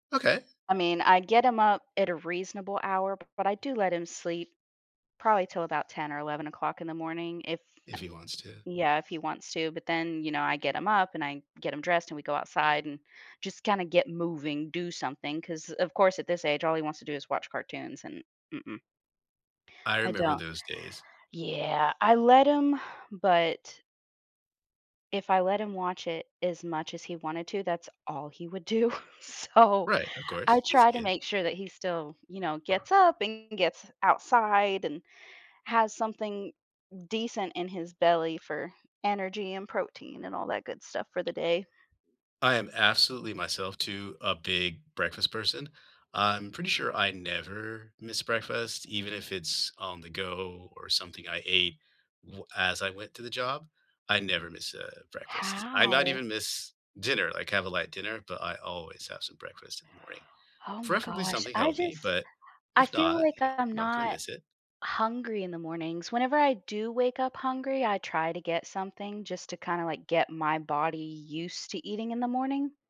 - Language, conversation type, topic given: English, unstructured, What morning habits help you start your day well?
- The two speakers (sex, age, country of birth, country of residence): female, 30-34, United States, United States; male, 50-54, United States, United States
- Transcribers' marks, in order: other background noise; laughing while speaking: "do, so"; tapping